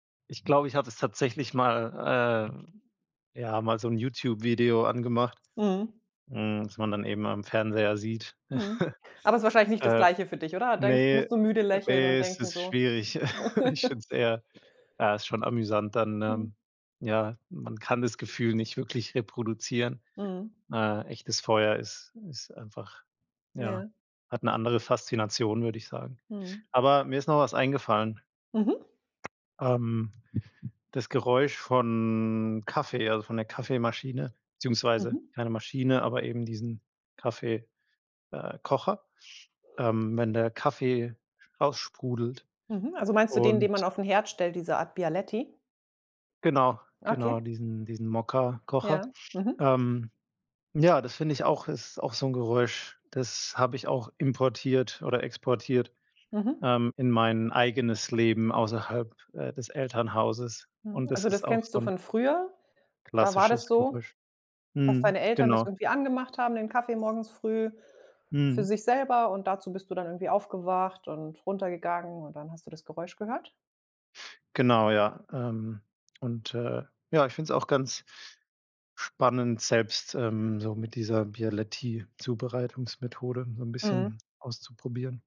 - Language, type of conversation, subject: German, podcast, Welche Geräusche gehören für dich zu einem Zuhause dazu?
- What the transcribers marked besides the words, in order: other background noise; chuckle; chuckle; drawn out: "von"